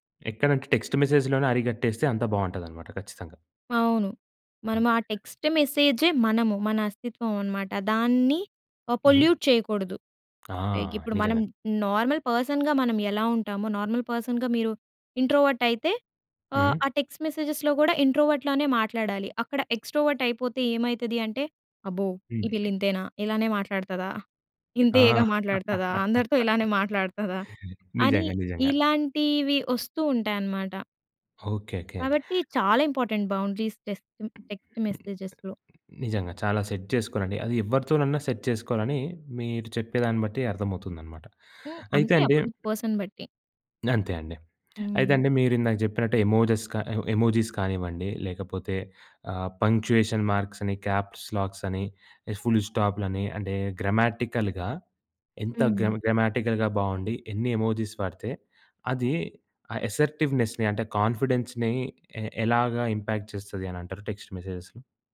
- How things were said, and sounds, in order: in English: "టెక్స్ట్ మెస్సేజ్‌లోనే"; in English: "టెక్స్ట్"; other background noise; in English: "పొల్యూట్"; in English: "లైక్"; in English: "నార్మల్ పర్సన్‌గా"; in English: "నార్మల్ పర్సన్‌గా"; in English: "ఇంట్రోవర్ట్"; in English: "టెక్స్ట్ మెసేజెస్‌లో"; in English: "ఇంట్రోవర్ట్‌లానే"; in English: "ఎక్స్ట్రోవర్ట్"; laugh; tapping; in English: "ఇంపార్టెంట్ బౌండరీస్ టెస్ట్ టెక్స్ట్ మెసేజెస్‌లో"; in English: "సెట్"; in English: "సెట్"; in English: "అపోసిట్ పర్సన్"; lip smack; in English: "ఎమోజీస్"; in English: "ఎమోజీస్"; in English: "పంక్చుయేషన్ మార్క్స్"; in English: "క్యాప్స్‌లాక్స్"; in English: "ఫుల్ స్టాప్‌లని"; in English: "గ్రమాటికల్‌గా"; in English: "గ్రం గ్రమటికల్‌గా"; in English: "ఎమోజీస్"; in English: "అసర్టివ్నెస్‌ని"; in English: "కాన్ఫిడెన్స్‌ని"; in English: "ఇంపాక్ట్"; in English: "టెక్స్ట్ మెసేజెస్?"
- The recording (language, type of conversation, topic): Telugu, podcast, ఆన్‌లైన్ సందేశాల్లో గౌరవంగా, స్పష్టంగా మరియు ధైర్యంగా ఎలా మాట్లాడాలి?
- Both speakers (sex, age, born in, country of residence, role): female, 20-24, India, India, guest; male, 20-24, India, India, host